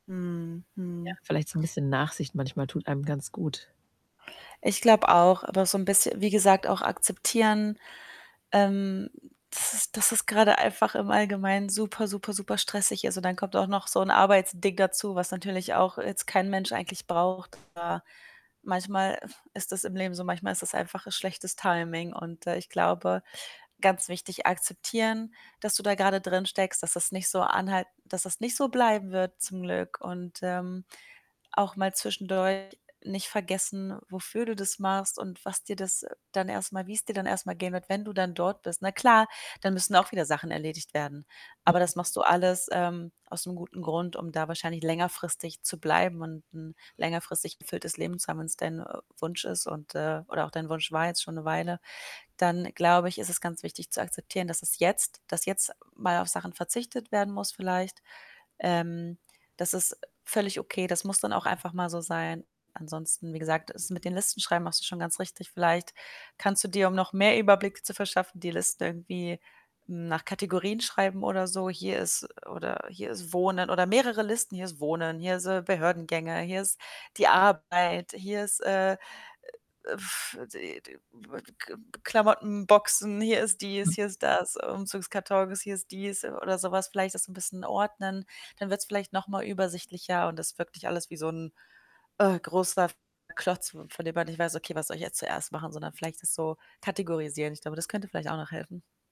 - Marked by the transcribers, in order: static; distorted speech; "Arbeitsdig" said as "Arbeitsding"; unintelligible speech; other noise; unintelligible speech; other background noise; unintelligible speech
- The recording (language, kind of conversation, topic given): German, advice, Wie kann ich die tägliche Überforderung durch zu viele Entscheidungen in meinem Leben reduzieren?